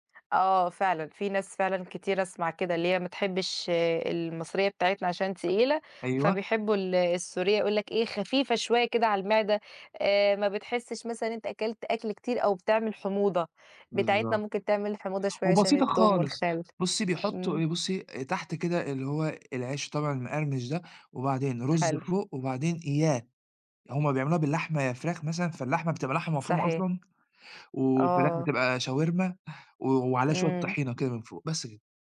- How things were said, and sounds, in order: tapping; unintelligible speech
- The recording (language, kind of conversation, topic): Arabic, unstructured, إيه أكتر أكلة بتحبّها وليه؟